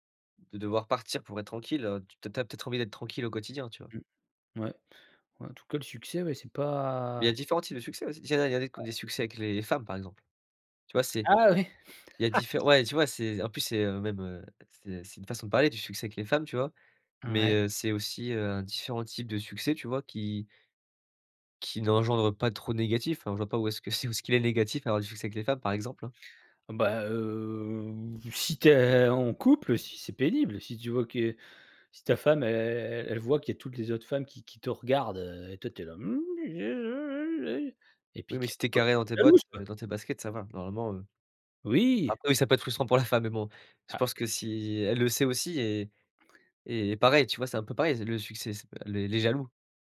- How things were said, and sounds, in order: unintelligible speech; laughing while speaking: "ouais. Ah oui"; drawn out: "heu"; other noise
- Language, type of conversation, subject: French, podcast, Comment définis-tu le succès, pour toi ?